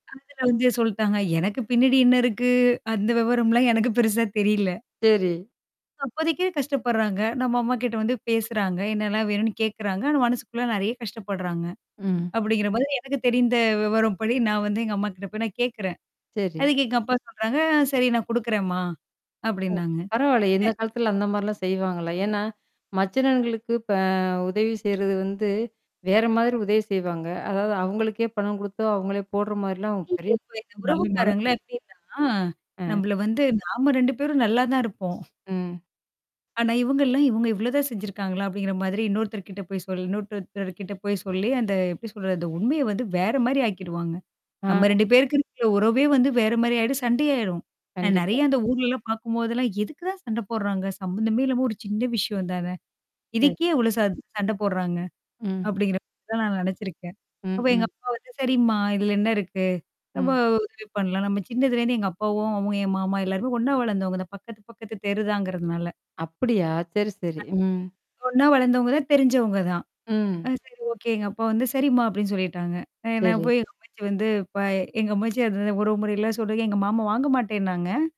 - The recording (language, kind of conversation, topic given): Tamil, podcast, உறவுகளில் கடினமான உண்மைகளை சொல்ல வேண்டிய நேரத்தில், இரக்கம் கலந்த அணுகுமுறையுடன் எப்படிப் பேச வேண்டும்?
- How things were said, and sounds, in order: distorted speech; static; other background noise; "இன்னொருத்தர்கிட்ட" said as "இன்னொருட்டர்டர்கிட்ட"; unintelligible speech; unintelligible speech; tapping